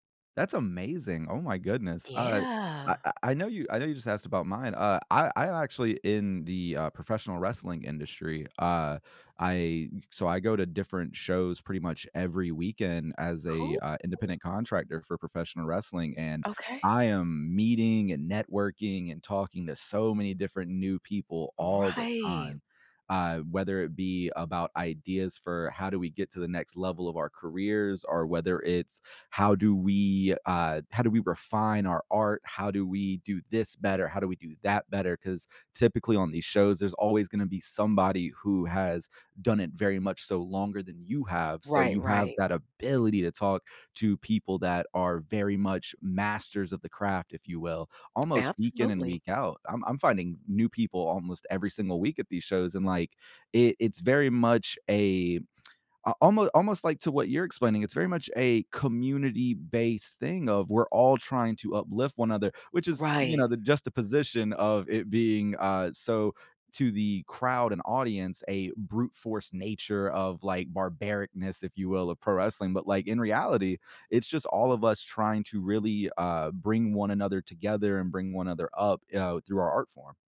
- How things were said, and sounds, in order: stressed: "ability"; tapping; "barbarousness" said as "barbaricness"
- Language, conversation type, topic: English, unstructured, Have you ever found a hobby that connected you with new people?
- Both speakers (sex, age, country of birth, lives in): female, 45-49, United States, United States; male, 30-34, United States, United States